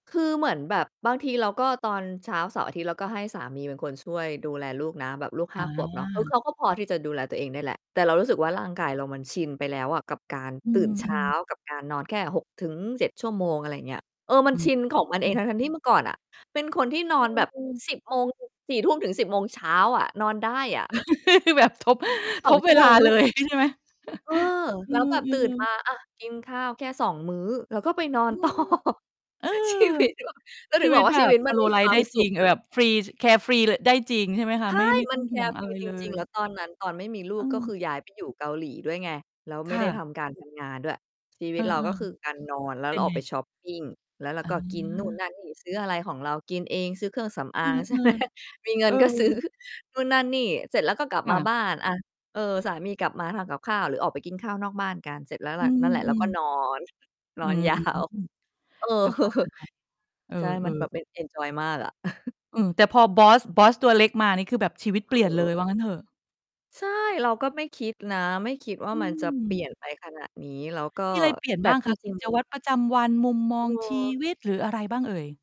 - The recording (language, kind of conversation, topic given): Thai, podcast, มีเหตุการณ์อะไรที่เปลี่ยนชีวิตคุณจนทำให้รู้สึกว่าไม่เหมือนเดิมอีกไหม?
- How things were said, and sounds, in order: distorted speech; laugh; laughing while speaking: "แบบทบ ทบเวลาเลยใช่ไหม ?"; chuckle; laughing while speaking: "ต่อ ชีวิตเรา"; in English: "แคร์ฟรี"; static; laughing while speaking: "ใช่ไหม มีเงินก็ซื้อ"; mechanical hum; laughing while speaking: "ยาว เออ"; chuckle; tapping